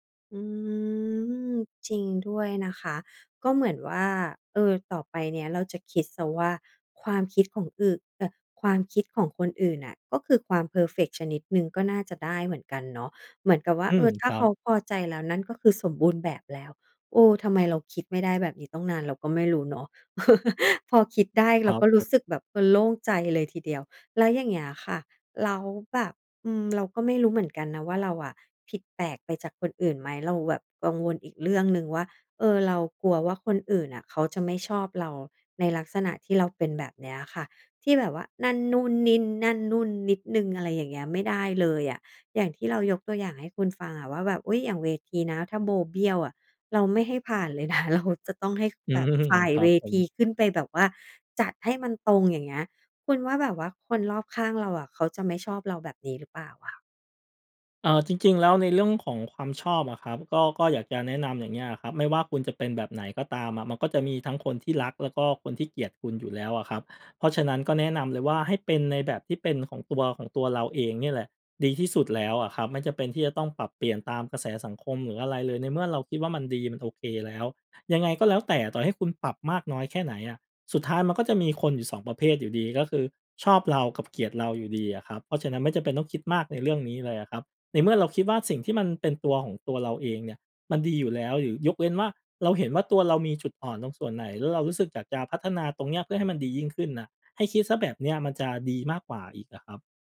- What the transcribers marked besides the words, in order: drawn out: "อืม"; laugh; other background noise; "แบบ" said as "แวบ"; laughing while speaking: "นะ เรา"; laughing while speaking: "อือ"; "หรือ" said as "หยือ"
- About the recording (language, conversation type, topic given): Thai, advice, ทำไมคุณถึงติดความสมบูรณ์แบบจนกลัวเริ่มงานและผัดวันประกันพรุ่ง?